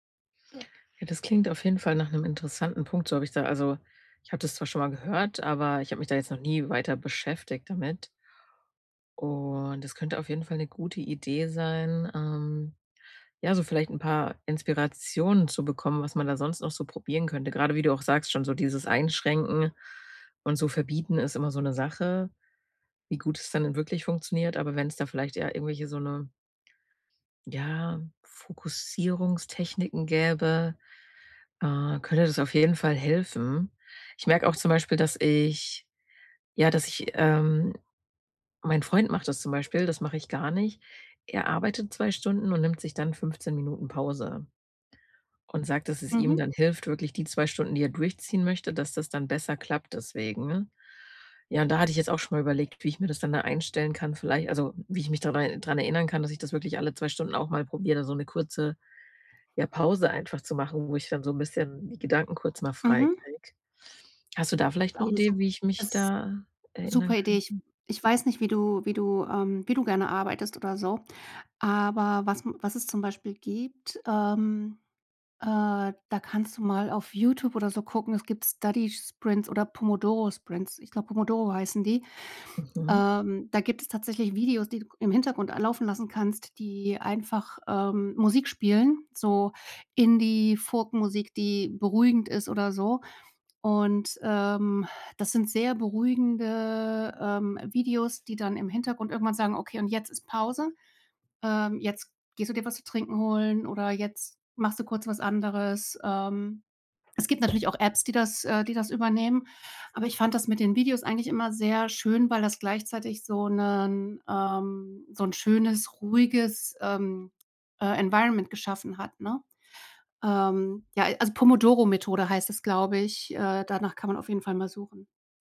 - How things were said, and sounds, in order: other background noise; tapping; in English: "Environment"
- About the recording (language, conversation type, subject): German, advice, Wie kann ich digitale Ablenkungen verringern, damit ich mich länger auf wichtige Arbeit konzentrieren kann?